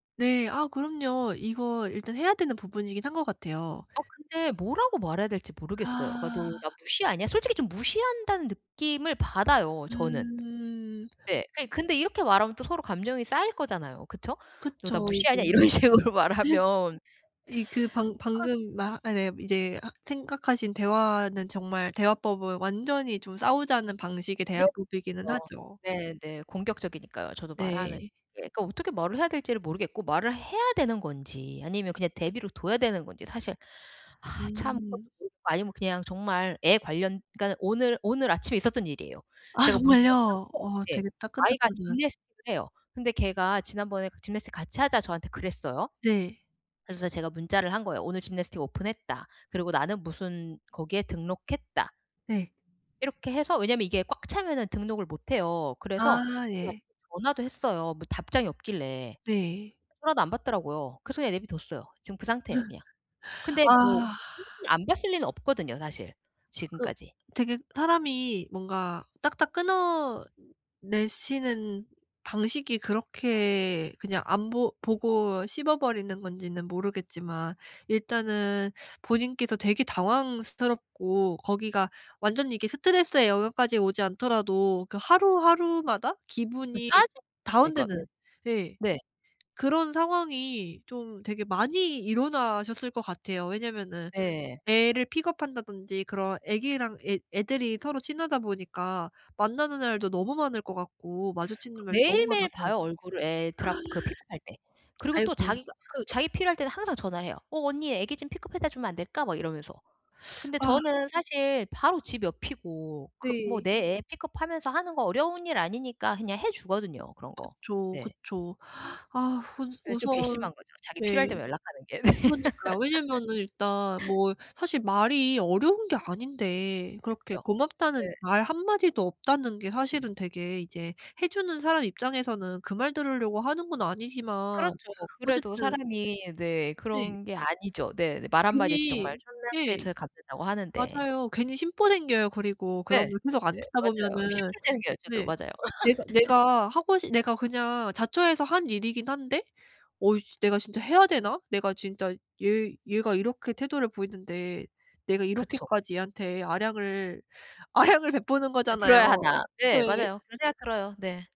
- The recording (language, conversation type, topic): Korean, advice, 말로 감정을 어떻게 표현하는 연습을 하면 좋을까요?
- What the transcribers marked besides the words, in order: laugh; laughing while speaking: "이런 식으로 말하면"; teeth sucking; "내버려" said as "대비를"; in English: "gymnastic을"; in English: "gymnastic"; in English: "gymnastic"; unintelligible speech; laugh; angry: "짜증 나요"; in English: "drop"; gasp; teeth sucking; inhale; laugh; laughing while speaking: "아량을"